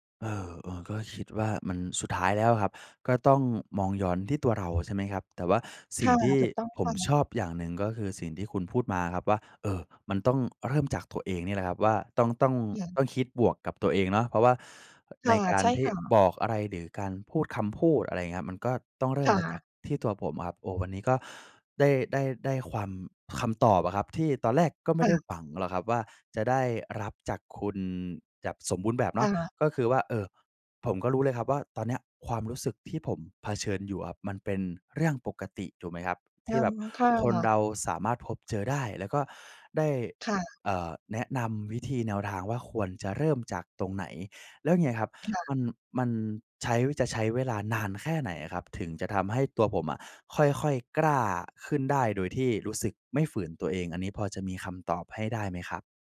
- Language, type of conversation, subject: Thai, advice, ฉันควรเริ่มทำความรู้จักคนใหม่อย่างไรเมื่อกลัวถูกปฏิเสธ?
- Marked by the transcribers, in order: none